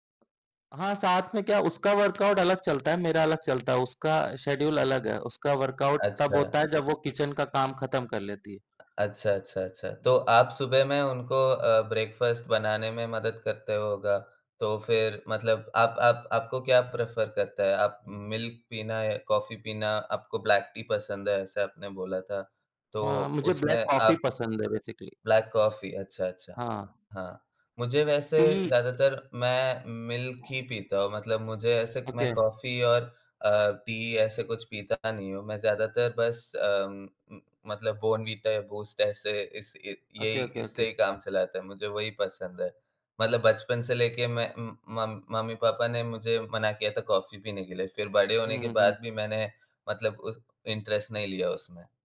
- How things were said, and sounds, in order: in English: "वर्कआउट"; tapping; other background noise; in English: "शेड्यूल"; in English: "वर्कआउट"; in English: "किचन"; in English: "ब्रेकफ़ास्ट"; in English: "प्रेफर"; in English: "मिल्क"; in English: "ब्लैक-टी"; in English: "बेसिक्ली"; in English: "टी"; in English: "मिल्क"; in English: "ओके"; in English: "टी"; in English: "ओके, ओके, ओके"; in English: "इंटेरस्ट"
- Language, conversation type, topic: Hindi, unstructured, आप अपने दिन की शुरुआत कैसे करते हैं?